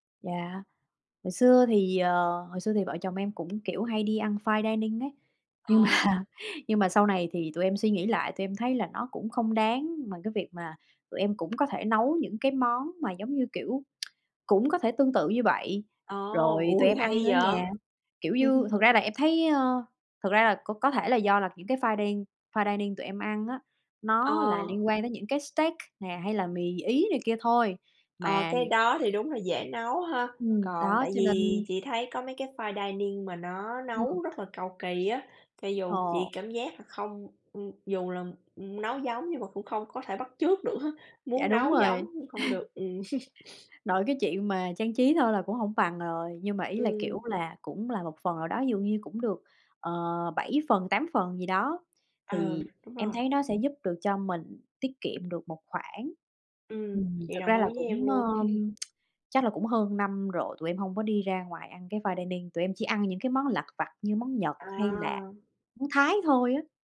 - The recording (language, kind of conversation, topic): Vietnamese, unstructured, Bạn làm gì để cân bằng giữa tiết kiệm và chi tiêu cho sở thích cá nhân?
- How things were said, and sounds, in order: tapping; in English: "fine dining"; laughing while speaking: "mà"; tsk; laugh; in English: "finding fine dining"; in English: "steak"; in English: "fine dining"; laughing while speaking: "được á"; laugh; sniff; tsk; laugh; in English: "fine dining"